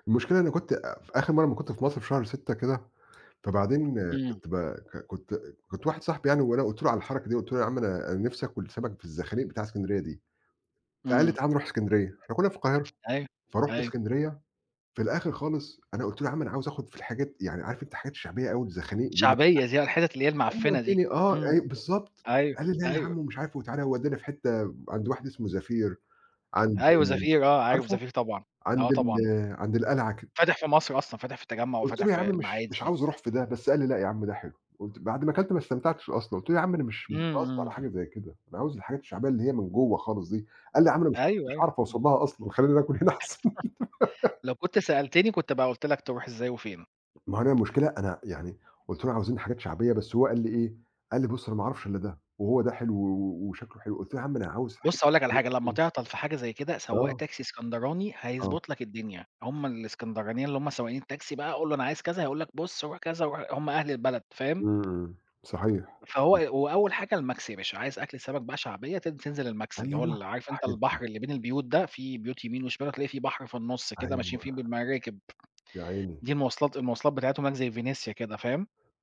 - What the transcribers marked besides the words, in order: tapping; unintelligible speech; unintelligible speech; laugh; unintelligible speech
- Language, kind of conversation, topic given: Arabic, unstructured, إيه الأكلة اللي بتفكّرك بطفولتك؟